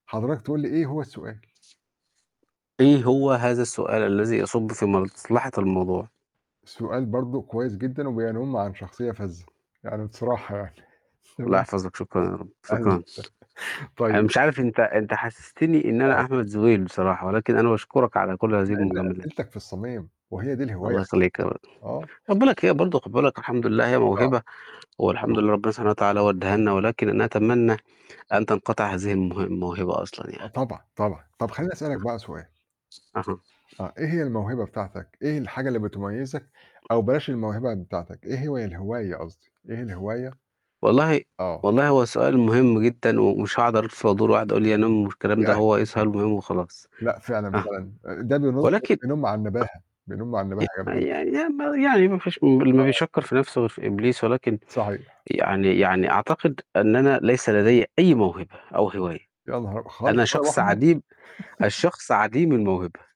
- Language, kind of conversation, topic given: Arabic, unstructured, إيه أكتر حاجة بتستمتع بيها وإنت بتعمل هوايتك؟
- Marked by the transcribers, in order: other background noise; static; chuckle; laughing while speaking: "أهلًا وسهلًا"; distorted speech; unintelligible speech; tapping; unintelligible speech; other noise; mechanical hum; unintelligible speech; unintelligible speech; unintelligible speech; unintelligible speech; laugh